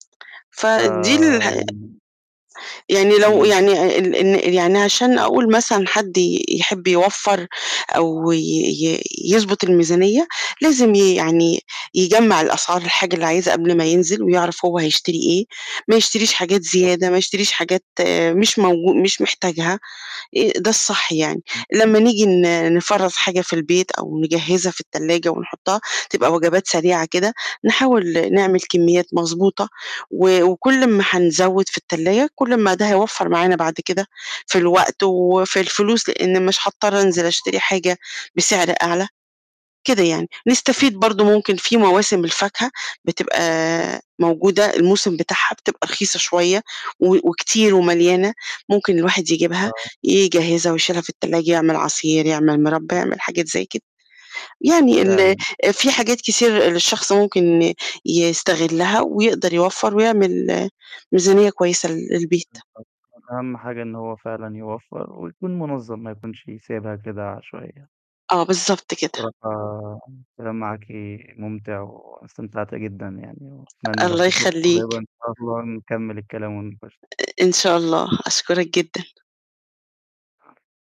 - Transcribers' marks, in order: unintelligible speech; tapping; distorted speech; unintelligible speech; unintelligible speech; unintelligible speech; unintelligible speech; other background noise
- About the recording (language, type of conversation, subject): Arabic, podcast, إزاي بتنظّم ميزانية الأكل بتاعتك على مدار الأسبوع؟